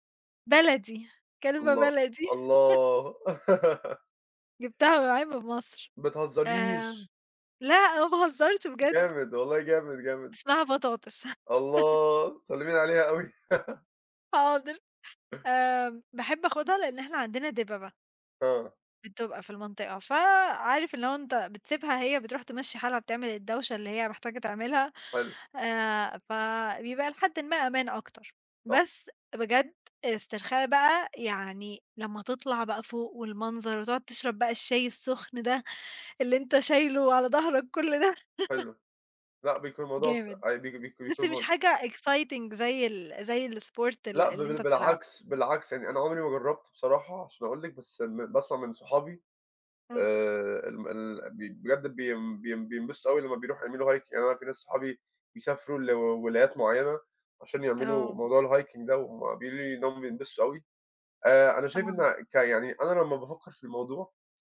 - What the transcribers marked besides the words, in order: laugh; laughing while speaking: "ما باهزرش بجد"; other background noise; chuckle; laughing while speaking: "حاضر"; laugh; tapping; in English: "exciting"; unintelligible speech; in English: "الsport"; in English: "Hike"; in English: "الhiking"
- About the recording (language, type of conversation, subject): Arabic, unstructured, عندك هواية بتساعدك تسترخي؟ إيه هي؟